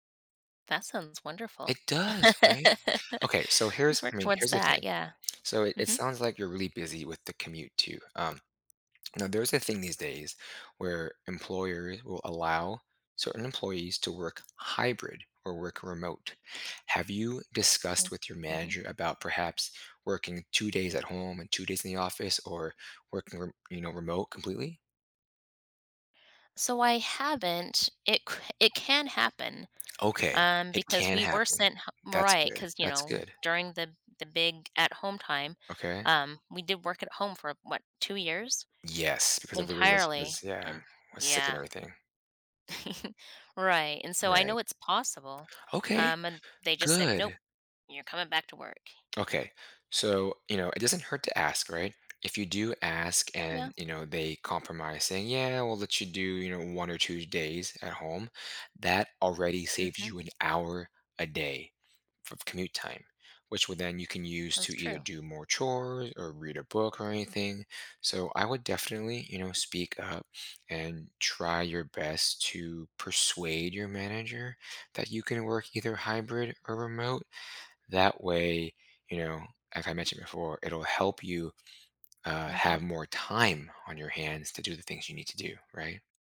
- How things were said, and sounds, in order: chuckle; tapping; chuckle; sniff; sniff; stressed: "time"
- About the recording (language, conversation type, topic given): English, advice, What challenges do you face in balancing work and your personal life?